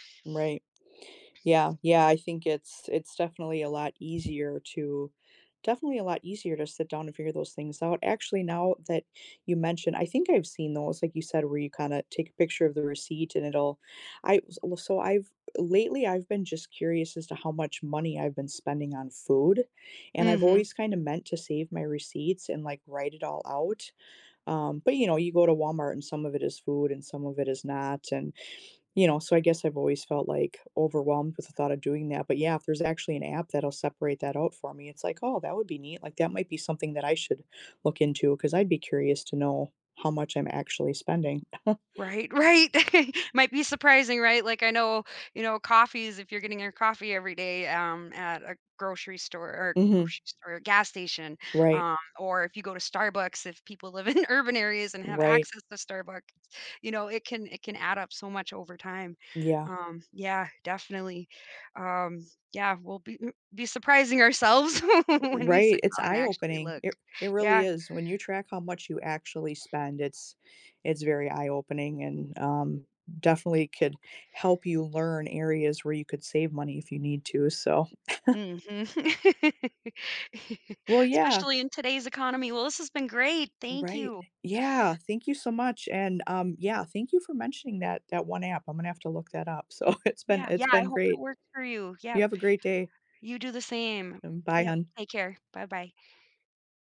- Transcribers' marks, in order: other background noise; tapping; chuckle; laughing while speaking: "in urban"; laughing while speaking: "ourselves when we"; laughing while speaking: "Mhm"; chuckle; laugh; laughing while speaking: "So"
- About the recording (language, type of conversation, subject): English, unstructured, How can I create the simplest budget?